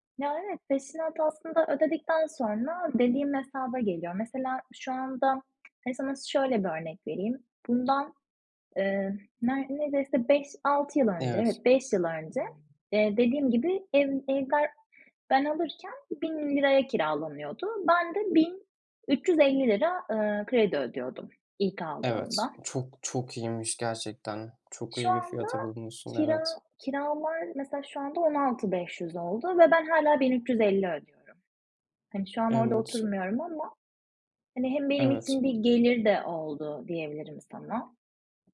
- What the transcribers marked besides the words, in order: alarm; other background noise
- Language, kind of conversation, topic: Turkish, podcast, Ev alıp almama konusunda ne düşünüyorsun?
- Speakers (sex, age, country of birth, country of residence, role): female, 30-34, Turkey, Spain, guest; male, 20-24, Turkey, Poland, host